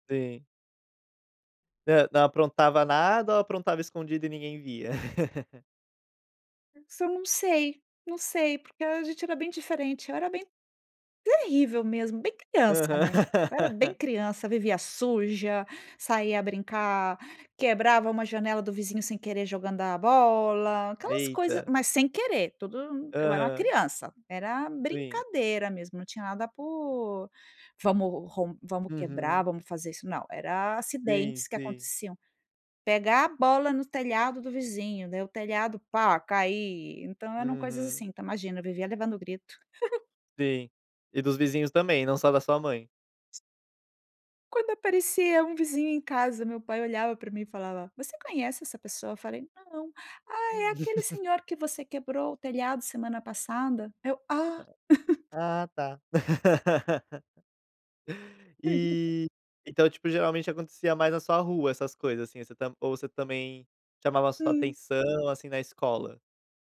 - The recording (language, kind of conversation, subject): Portuguese, podcast, Me conta uma lembrança marcante da sua família?
- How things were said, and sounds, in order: laugh; tapping; laugh; giggle; other background noise; laugh; chuckle; laugh; chuckle